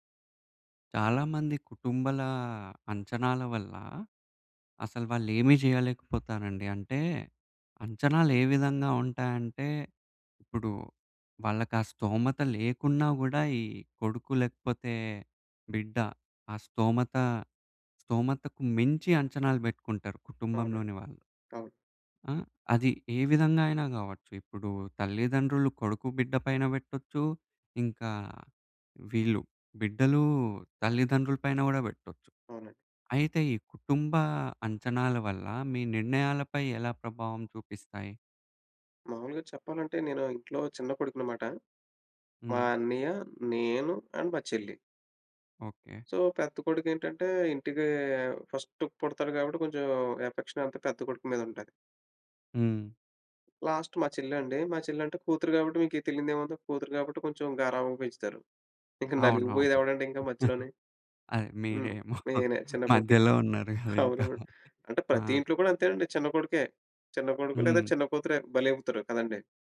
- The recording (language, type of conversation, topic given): Telugu, podcast, కుటుంబ నిరీక్షణలు మీ నిర్ణయాలపై ఎలా ప్రభావం చూపించాయి?
- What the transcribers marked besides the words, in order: in English: "అండ్"; in English: "సో"; in English: "లాస్ట్"; giggle; laughing while speaking: "మీరేమో మధ్యలో ఉన్నారు గద ఇంకా"; laughing while speaking: "అవునవును"